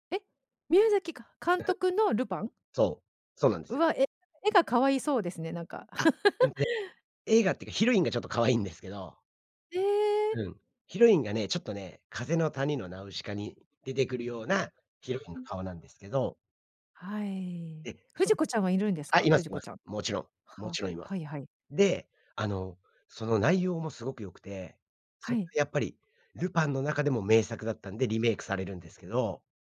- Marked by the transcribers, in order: chuckle; chuckle; other background noise; tapping
- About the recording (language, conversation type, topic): Japanese, podcast, 子どものころ、夢中になって見ていたアニメは何ですか？